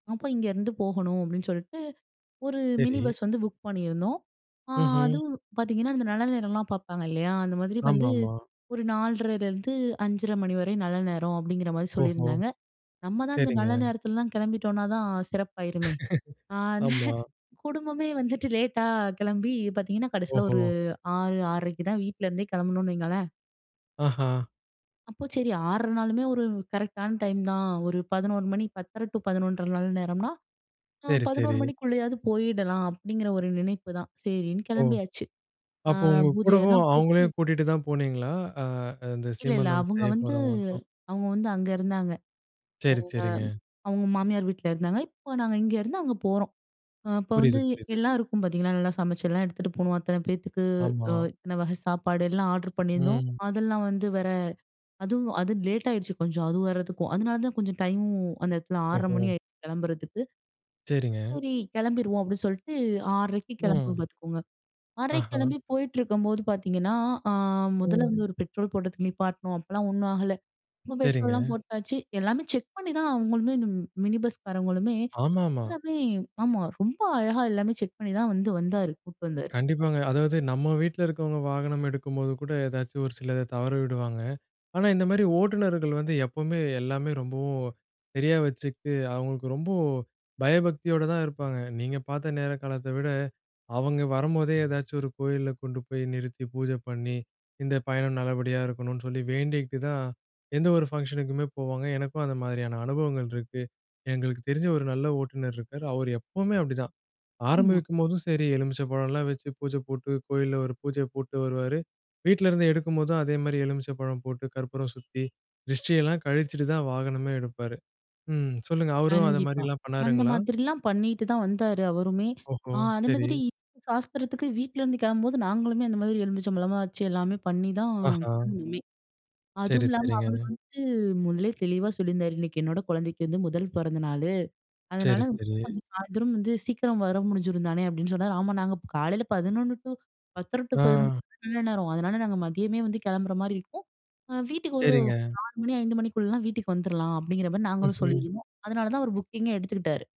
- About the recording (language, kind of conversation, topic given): Tamil, podcast, வழியில் உங்களுக்கு நடந்த எதிர்பாராத ஒரு சின்ன விபத்தைப் பற்றி சொல்ல முடியுமா?
- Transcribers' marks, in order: other background noise; in English: "புக்"; horn; drawn out: "ஆ"; chuckle; drawn out: "அ"; in English: "ஆர்ட்ர்"; drawn out: "ஆ"; in English: "செக்"; in English: "செக்"; tapping; in English: "ஃபங்ஷன்னுக்குமே"; other noise; drawn out: "அ"; drawn out: "அ"; in English: "புக்கிங்கே"